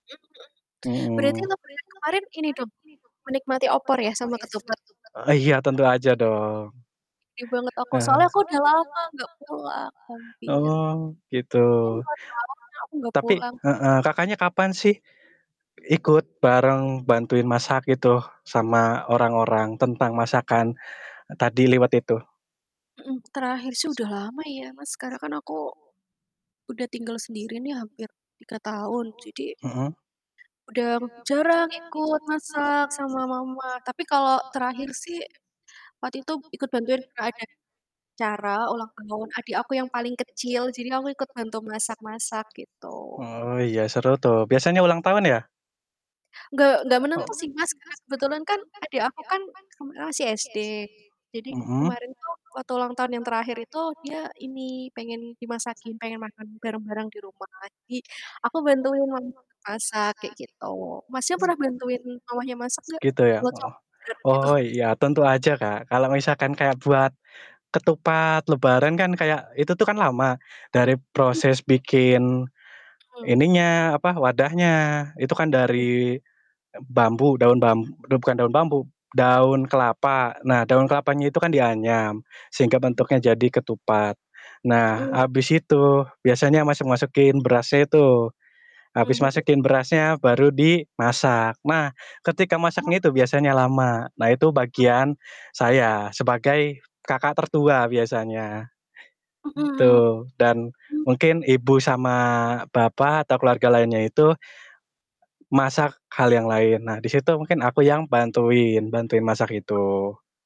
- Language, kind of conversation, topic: Indonesian, unstructured, Apa kenangan paling manis Anda tentang makanan keluarga?
- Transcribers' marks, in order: distorted speech; background speech; other background noise; other noise; static; laughing while speaking: "gitu"